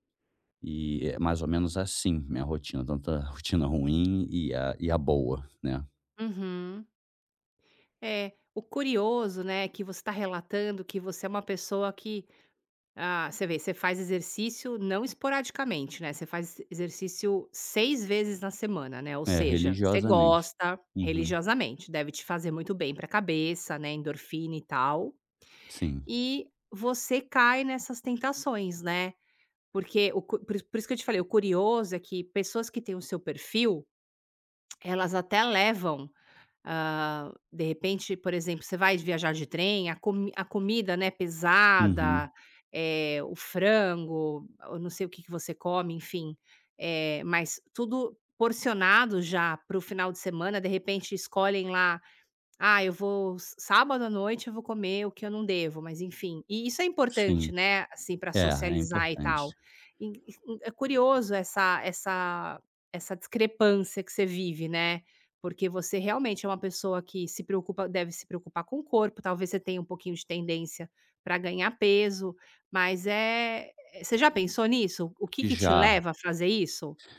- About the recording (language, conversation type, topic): Portuguese, advice, Como lidar com o medo de uma recaída após uma pequena melhora no bem-estar?
- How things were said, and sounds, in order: tapping; other background noise